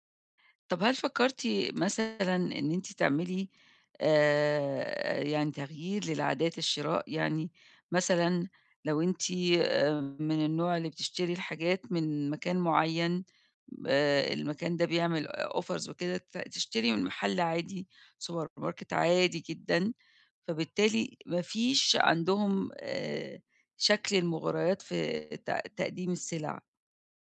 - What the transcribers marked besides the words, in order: in English: "offers"; in English: "سوبر ماركت"; other background noise
- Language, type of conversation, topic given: Arabic, advice, إزاي أفرق بين الحاجة الحقيقية والرغبة اللحظية وأنا بتسوق وأتجنب الشراء الاندفاعي؟